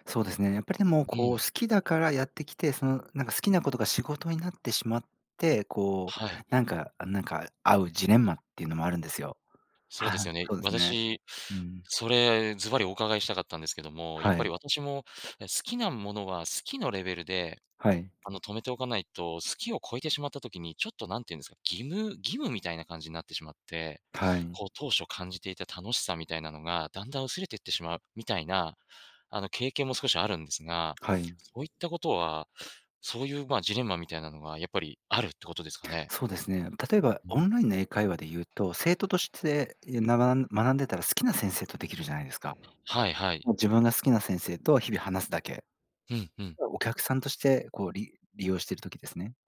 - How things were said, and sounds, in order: unintelligible speech
- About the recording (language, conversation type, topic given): Japanese, podcast, 好きなことを仕事にするコツはありますか？